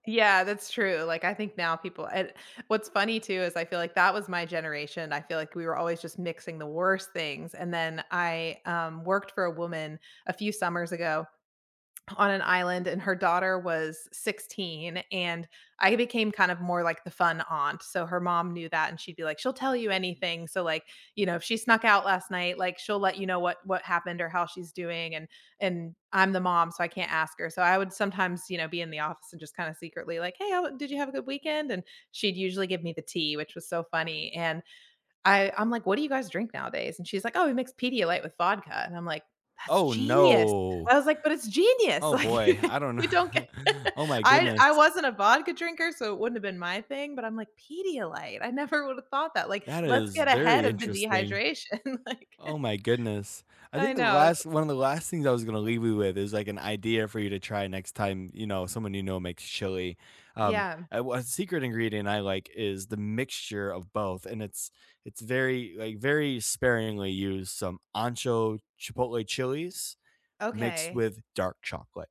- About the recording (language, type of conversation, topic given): English, unstructured, Which home-cooked meal feels like home to you, and why does it still matter?
- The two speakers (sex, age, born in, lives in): female, 40-44, United States, United States; male, 25-29, United States, United States
- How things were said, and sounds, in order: laughing while speaking: "Like, you don't get"; laughing while speaking: "kn"; laughing while speaking: "dehydration, like"